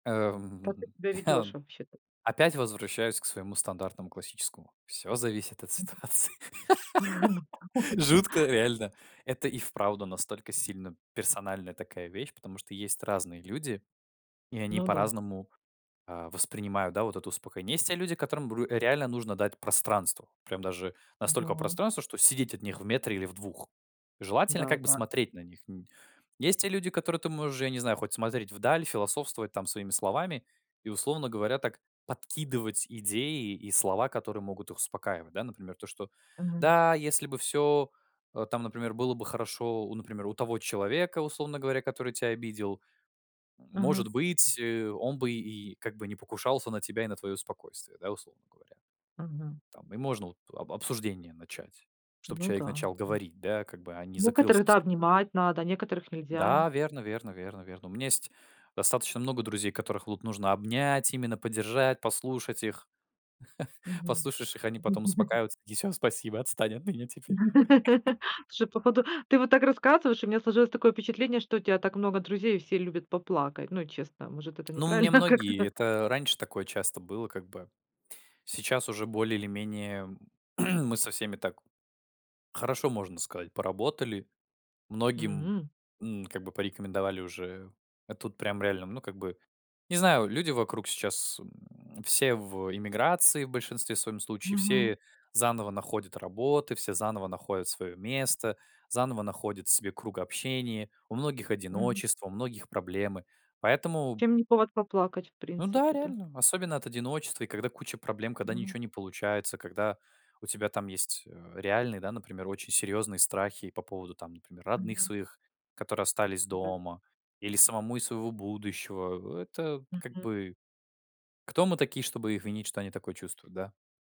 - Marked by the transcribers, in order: chuckle; laughing while speaking: "ситуации. Жутко реально"; laugh; laugh; tapping; chuckle; chuckle; laughing while speaking: "неправильно как-то?"; throat clearing
- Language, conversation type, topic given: Russian, podcast, Как реагируешь, если собеседник расплакался?